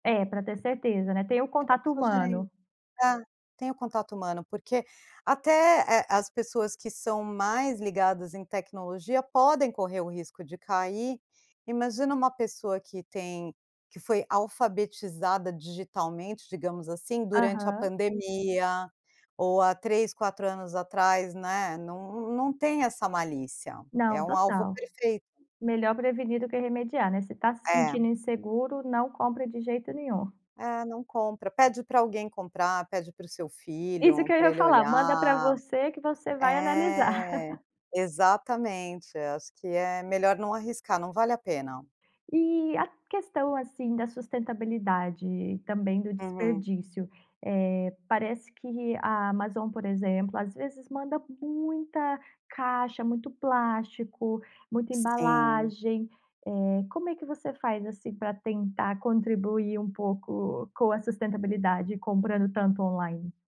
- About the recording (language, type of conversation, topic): Portuguese, podcast, Como a tecnologia alterou suas compras do dia a dia?
- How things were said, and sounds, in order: laugh